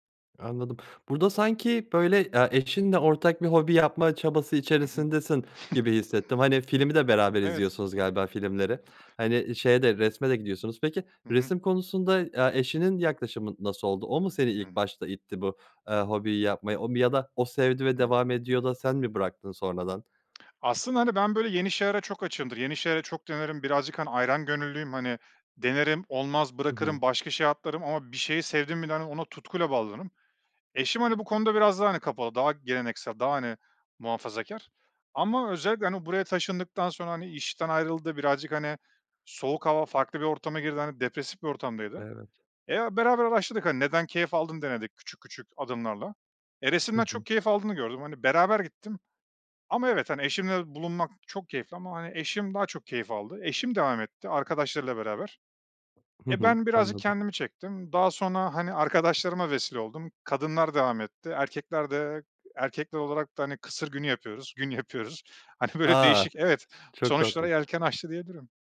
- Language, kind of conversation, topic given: Turkish, podcast, Yeni bir hobiye zaman ayırmayı nasıl planlarsın?
- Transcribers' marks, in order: chuckle; other background noise; laughing while speaking: "Hani, böyle değişik"